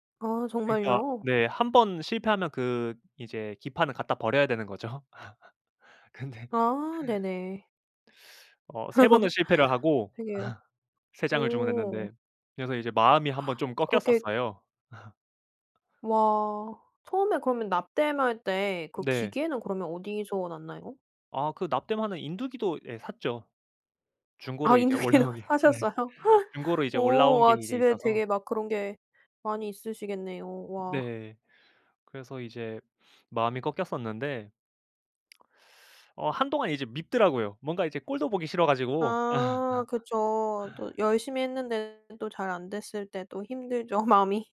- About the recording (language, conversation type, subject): Korean, podcast, 새로운 취미를 어떻게 시작하게 되셨나요?
- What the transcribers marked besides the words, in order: laugh; laughing while speaking: "근데"; teeth sucking; laugh; gasp; laugh; laughing while speaking: "올라온 게 네"; laughing while speaking: "인두기도 사셨어요?"; laugh; lip smack; teeth sucking; laugh; laughing while speaking: "마음이"